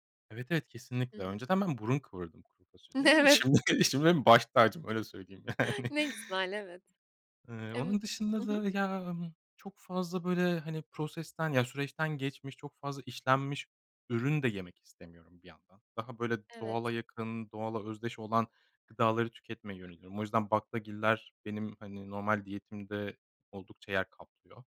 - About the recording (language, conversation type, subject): Turkish, podcast, Göç etmek yemek alışkanlıklarını nasıl değiştiriyor sence?
- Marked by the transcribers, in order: other background noise; laughing while speaking: "Şimdi benim baş tacım öyle söyleyeyim, yani"